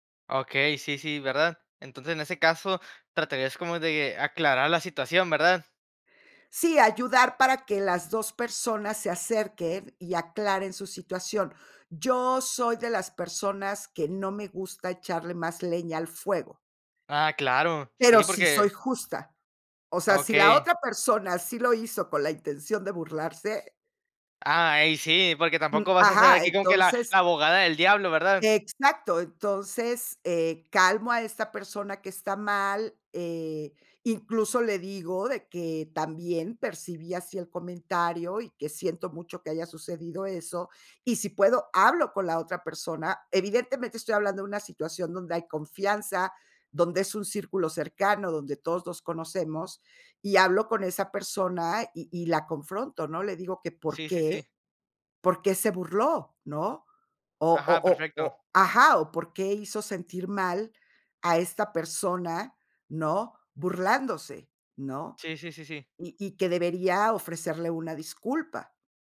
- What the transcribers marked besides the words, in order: none
- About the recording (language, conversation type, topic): Spanish, podcast, ¿Qué haces para que alguien se sienta entendido?